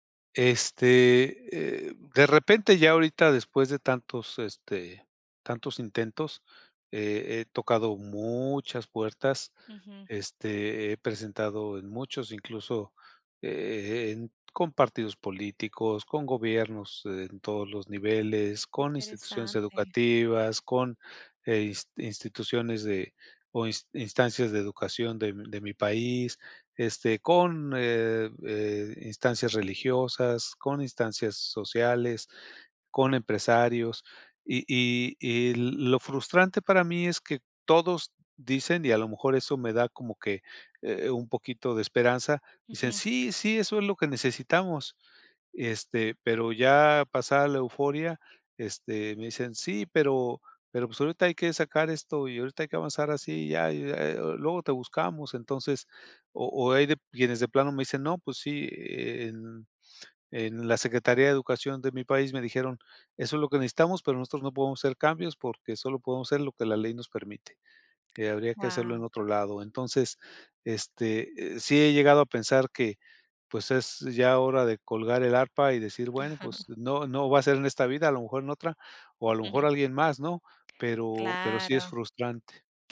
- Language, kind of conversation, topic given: Spanish, advice, ¿Cómo sé cuándo debo ajustar una meta y cuándo es mejor abandonarla?
- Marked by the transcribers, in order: drawn out: "muchas"; chuckle; chuckle